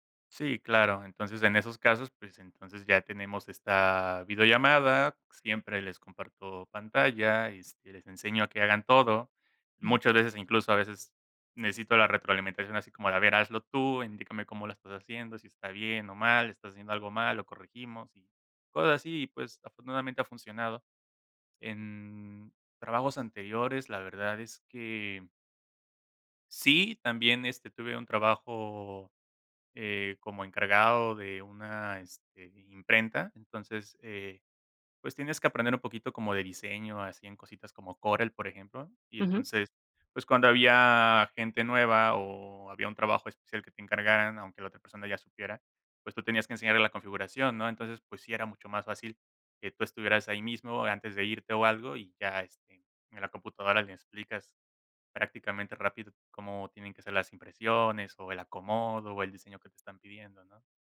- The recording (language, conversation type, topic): Spanish, podcast, ¿Prefieres hablar cara a cara, por mensaje o por llamada?
- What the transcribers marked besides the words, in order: none